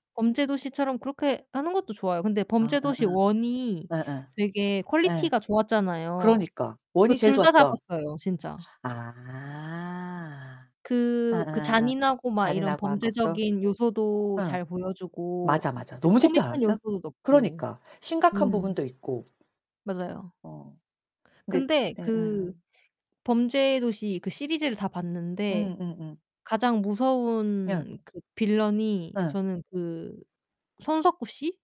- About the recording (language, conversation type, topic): Korean, unstructured, 가장 좋아하는 영화 장르는 무엇인가요?
- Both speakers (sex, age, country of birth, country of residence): female, 30-34, South Korea, South Korea; female, 40-44, South Korea, South Korea
- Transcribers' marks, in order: other background noise; in English: "원 이"; in English: "원 이"; distorted speech; tapping